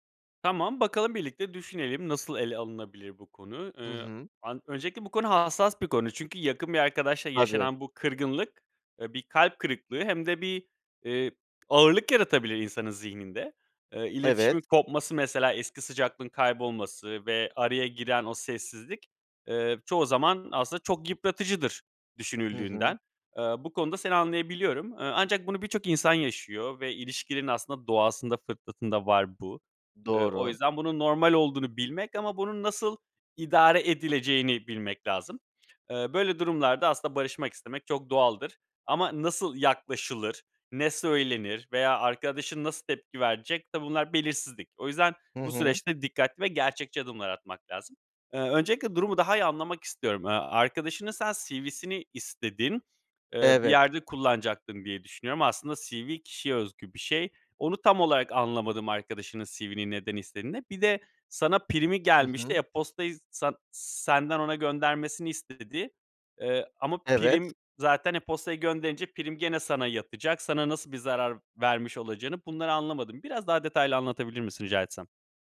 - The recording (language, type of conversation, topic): Turkish, advice, Kırgın bir arkadaşımla durumu konuşup barışmak için nasıl bir yol izlemeliyim?
- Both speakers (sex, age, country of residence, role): male, 35-39, Greece, advisor; male, 40-44, Greece, user
- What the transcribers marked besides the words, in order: other background noise